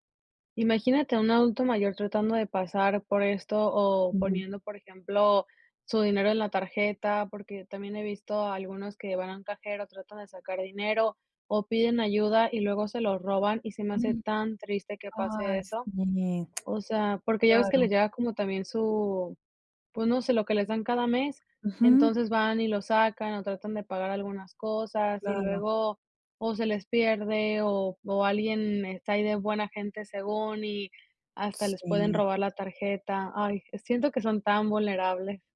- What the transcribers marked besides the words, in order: sad: "ay sí"; tongue click
- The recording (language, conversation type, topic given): Spanish, podcast, ¿Cómo enseñar a los mayores a usar tecnología básica?